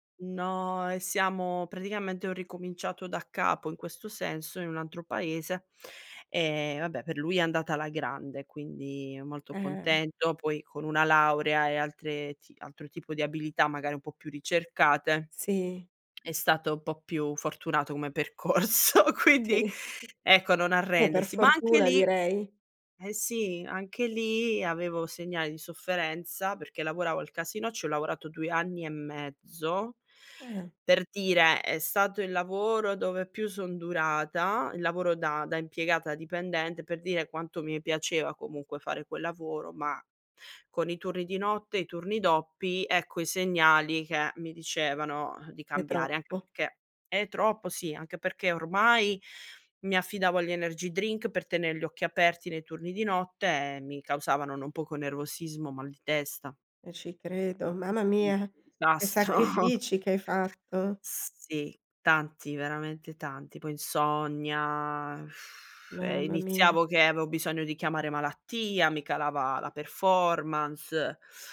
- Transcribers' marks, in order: laughing while speaking: "percorso, quindi"; laughing while speaking: "Sì"; laughing while speaking: "disastro"; blowing; in English: "performance"
- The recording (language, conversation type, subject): Italian, podcast, Quali segnali indicano che è ora di cambiare lavoro?
- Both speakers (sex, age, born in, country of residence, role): female, 35-39, Italy, Italy, guest; female, 50-54, Italy, Italy, host